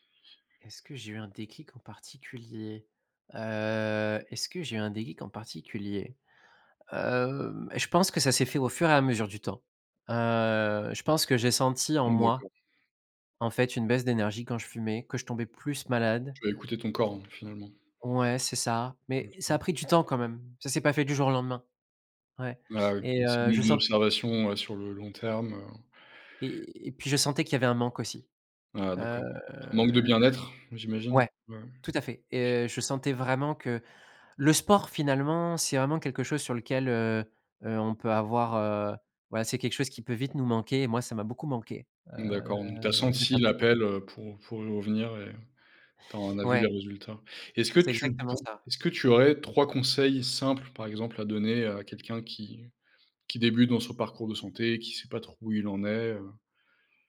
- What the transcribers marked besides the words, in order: drawn out: "Heu"; drawn out: "Heu"; drawn out: "Heu"; other background noise; drawn out: "Heu"
- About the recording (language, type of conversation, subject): French, podcast, Qu’est-ce qui te rend le plus fier ou la plus fière dans ton parcours de santé jusqu’ici ?